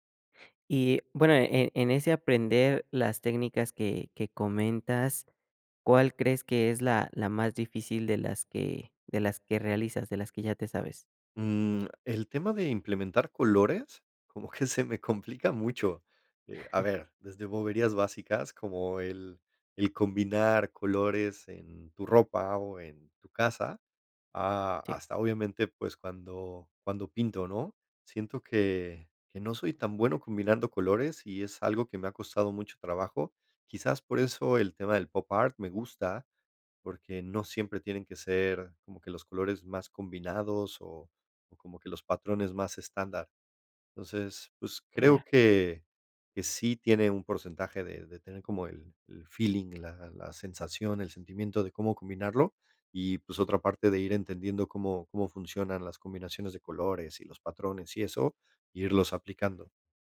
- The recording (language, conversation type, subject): Spanish, podcast, ¿Qué rutinas te ayudan a ser más creativo?
- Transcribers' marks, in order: laughing while speaking: "como que se me complica mucho"; chuckle